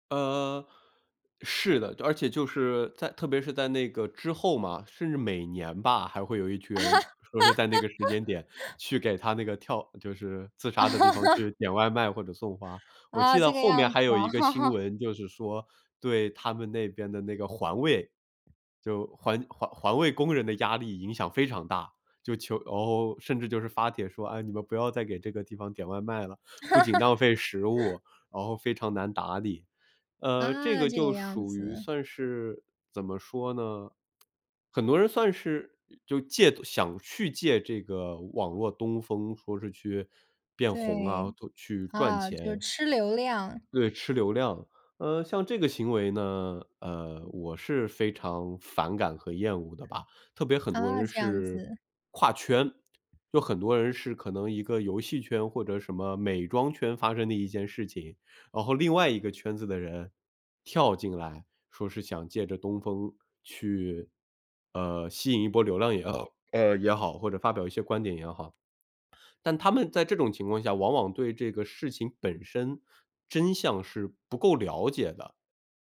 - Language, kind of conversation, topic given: Chinese, podcast, 你如何看待网络暴力与媒体责任之间的关系？
- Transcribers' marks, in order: laughing while speaking: "啊？"; laugh; laugh; laugh; tsk; hiccup